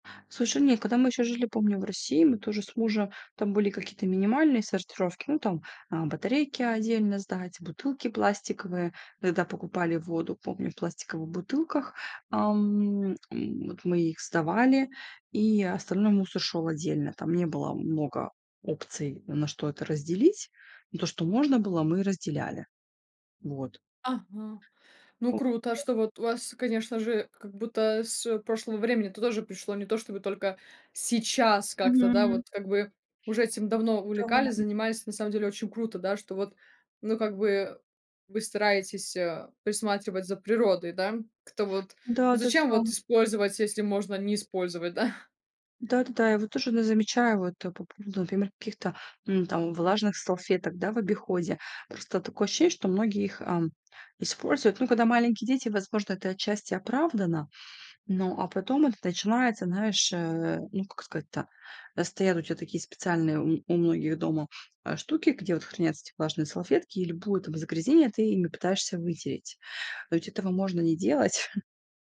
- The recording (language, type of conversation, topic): Russian, podcast, Что вы думаете о сокращении использования пластика в быту?
- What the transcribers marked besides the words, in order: chuckle; chuckle